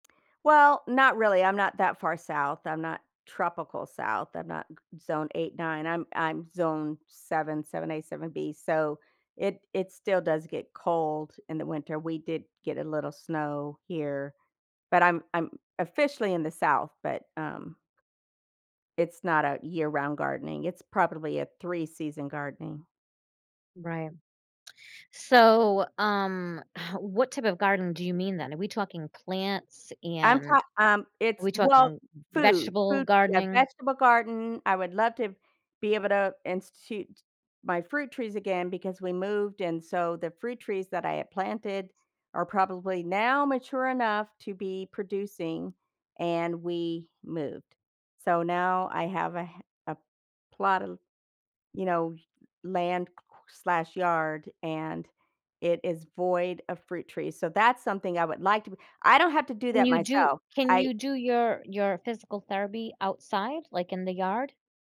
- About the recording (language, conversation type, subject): English, advice, How can I make time for self-care?
- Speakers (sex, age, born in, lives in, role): female, 50-54, United States, United States, advisor; female, 60-64, France, United States, user
- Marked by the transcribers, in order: chuckle; background speech